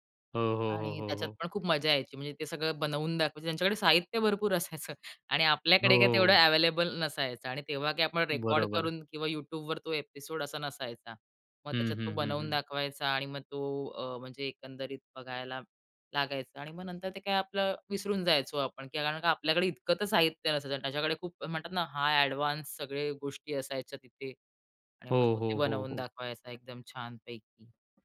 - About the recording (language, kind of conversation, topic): Marathi, podcast, बालपणी तुम्हाला कोणता दूरदर्शन कार्यक्रम सर्वात जास्त आवडायचा?
- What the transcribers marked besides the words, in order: laughing while speaking: "असायचं"; in English: "एपिसोड"; tapping; in English: "एडवान्स"; other background noise